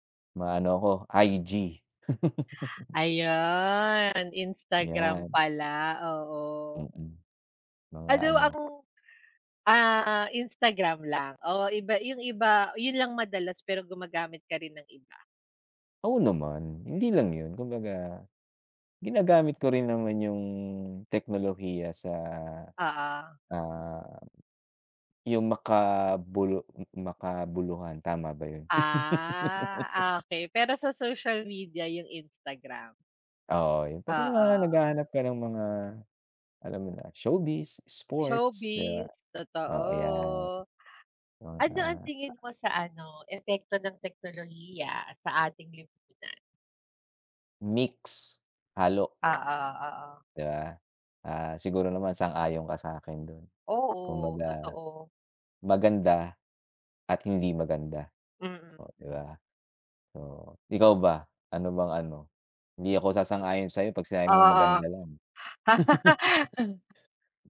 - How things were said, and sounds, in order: chuckle; laugh; unintelligible speech; tapping; laugh; chuckle
- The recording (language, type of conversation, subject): Filipino, unstructured, Ano ang tingin mo sa epekto ng teknolohiya sa lipunan?